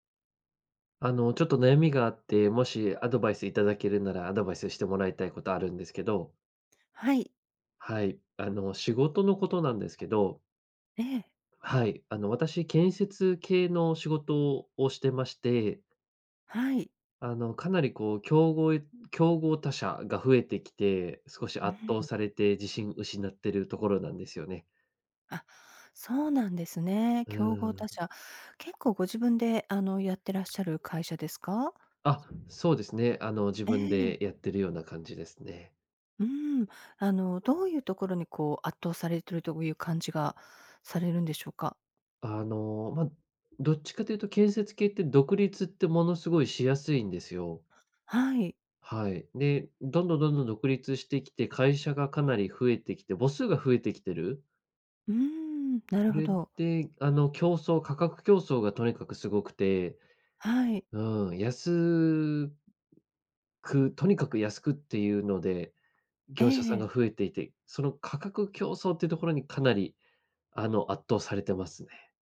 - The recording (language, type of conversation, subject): Japanese, advice, 競合に圧倒されて自信を失っている
- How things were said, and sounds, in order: tapping; other background noise